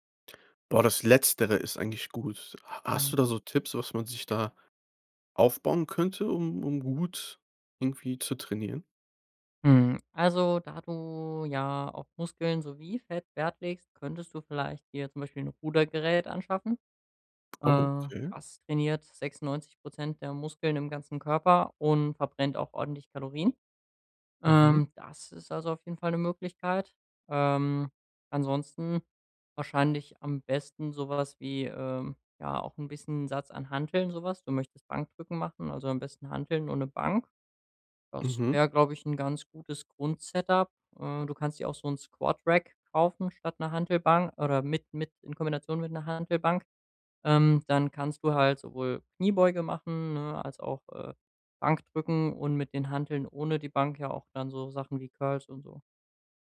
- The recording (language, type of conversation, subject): German, advice, Wie kann ich es schaffen, beim Sport routinemäßig dranzubleiben?
- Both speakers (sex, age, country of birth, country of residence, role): male, 25-29, Germany, Germany, advisor; male, 25-29, Germany, Germany, user
- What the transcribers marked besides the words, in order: stressed: "Letztere"; stressed: "sowie"